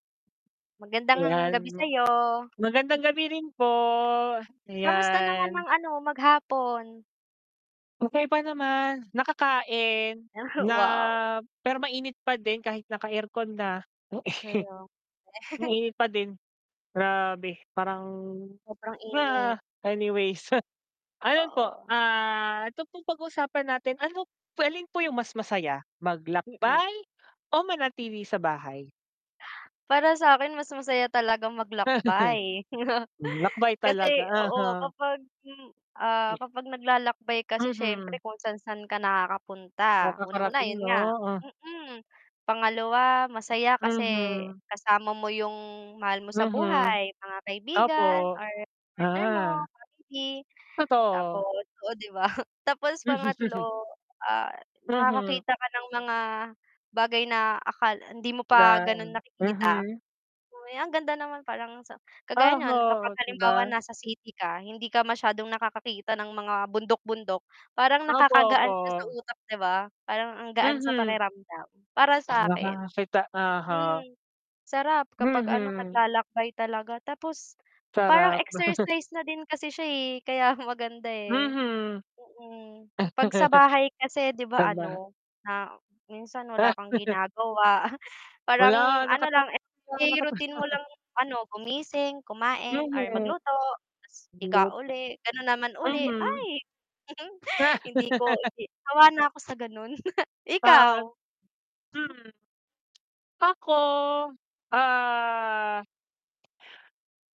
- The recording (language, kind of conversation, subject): Filipino, unstructured, Alin ang mas masaya: maglakbay o manatili sa bahay?
- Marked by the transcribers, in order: static; drawn out: "po, ayan"; other background noise; drawn out: "nakakain na"; sneeze; chuckle; chuckle; distorted speech; chuckle; chuckle; chuckle; chuckle; unintelligible speech; chuckle; unintelligible speech; chuckle; chuckle; drawn out: "Ako, ah"